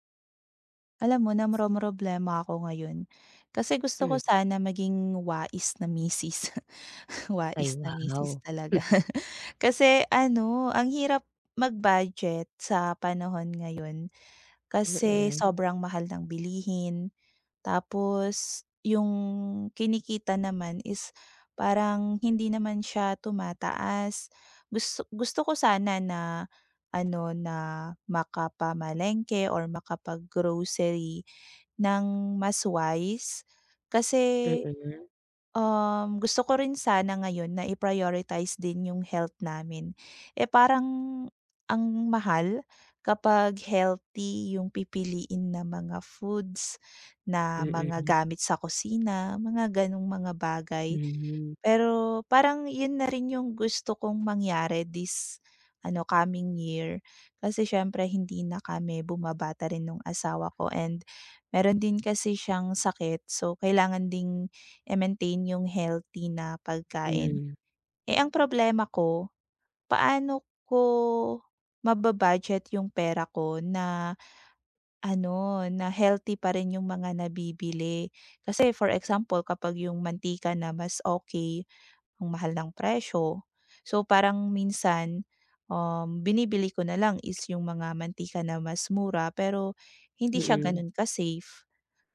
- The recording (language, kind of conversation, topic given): Filipino, advice, Paano ako makakapagbadyet at makakapamili nang matalino sa araw-araw?
- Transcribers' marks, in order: chuckle; other background noise